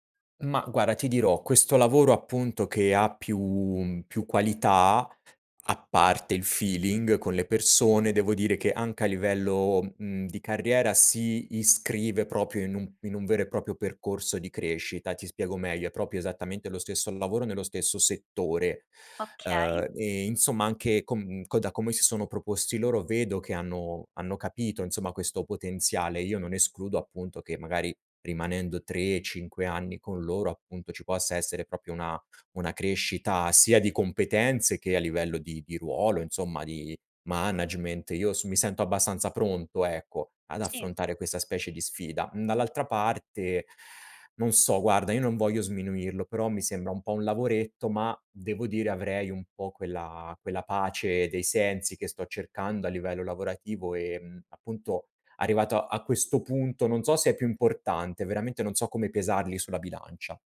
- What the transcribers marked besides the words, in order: "guarda" said as "guara"; in English: "feeling"; "proprio" said as "propio"; "proprio" said as "propio"; "proprio" said as "propio"; in English: "management"; inhale
- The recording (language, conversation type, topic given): Italian, advice, decidere tra due offerte di lavoro